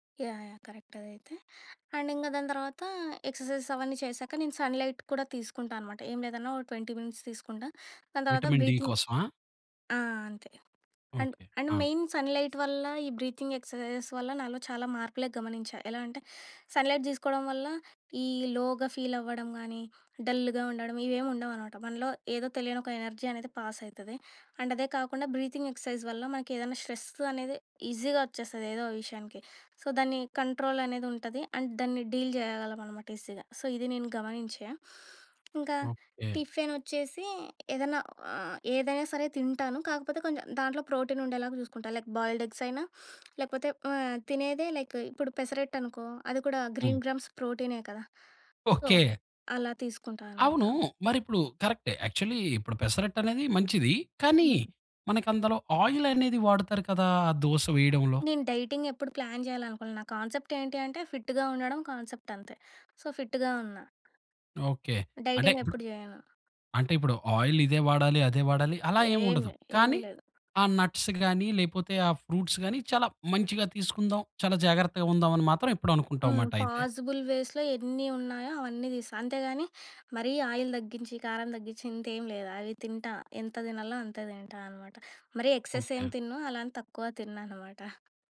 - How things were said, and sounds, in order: in English: "కరెక్ట్"; in English: "అండ్"; in English: "ఎక్ససైజెస్"; in English: "సన్ లైట్"; in English: "ట్వెంటీ మినిట్స్"; in English: "బ్రీతింగ్"; in English: "అండ్, అండ్ మెయిన్ సన్ లైట్"; in English: "బ్రీతింగ్ ఎక్ససైజెస్"; in English: "సన్ లైట్"; in English: "లోగా ఫీల్"; in English: "డల్‌గా"; in English: "ఎనర్జీ"; in English: "పాస్"; in English: "అండ్"; in English: "బ్రీతింగ్ ఎక్ససైజ్"; in English: "స్ట్రెస్"; in English: "ఈజీగా"; in English: "సో"; in English: "కంట్రోల్"; in English: "అండ్"; in English: "డీల్"; in English: "ఈజీగా. సో"; in English: "ప్రోటీన్"; in English: "లైక్ బాయిల్‌డ్ ఎగ్స్"; in English: "లైక్"; in English: "గ్రీన్ గ్రామ్స్"; in English: "సో"; in English: "యాక్చల్లీ"; in English: "ఆయిల్"; in English: "డైటింగ్"; in English: "కాన్సెప్ట్"; in English: "ఫిట్‌గా"; in English: "కాన్సెప్ట్"; in English: "సో, ఫిట్‌గా"; in English: "డైటింగ్"; in English: "ఆయిల్"; in English: "నట్స్"; in English: "ఫ్రూట్స్"; in English: "పాజిబుల్ వేస్‌లో"; in English: "ఆయిల్"; in English: "ఎక్సెస్"; chuckle
- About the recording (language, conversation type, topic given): Telugu, podcast, మీ ఉదయం ఎలా ప్రారంభిస్తారు?